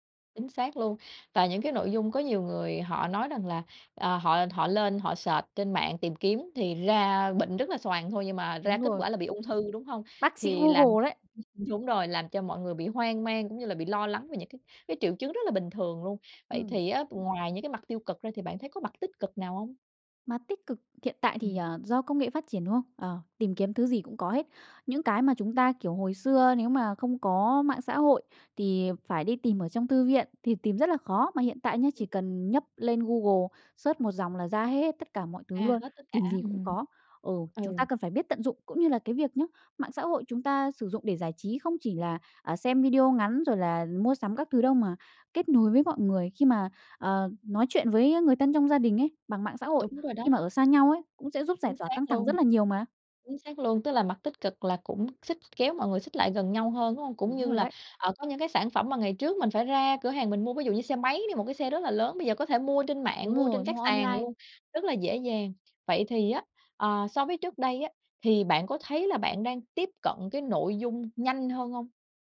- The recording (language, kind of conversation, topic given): Vietnamese, podcast, Theo bạn, mạng xã hội đã thay đổi cách chúng ta thưởng thức giải trí như thế nào?
- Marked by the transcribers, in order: tapping; in English: "search"; unintelligible speech; unintelligible speech; in English: "search"; other background noise